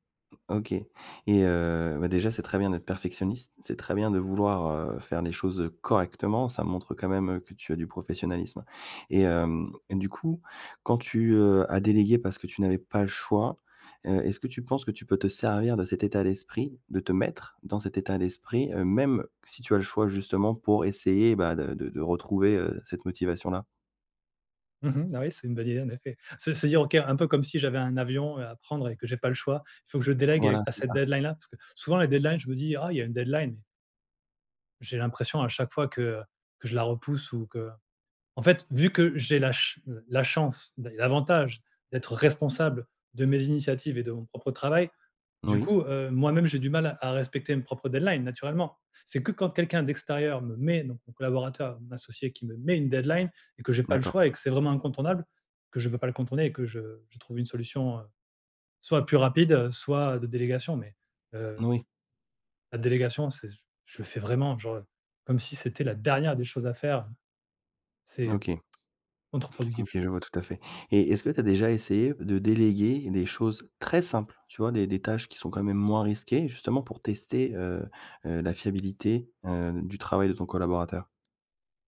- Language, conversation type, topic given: French, advice, Comment surmonter mon hésitation à déléguer des responsabilités clés par manque de confiance ?
- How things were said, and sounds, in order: other background noise; stressed: "correctement"; in English: "deadline"; in English: "deadlines"; in English: "deadline"; in English: "deadlines"; in English: "deadline"; stressed: "très"; tapping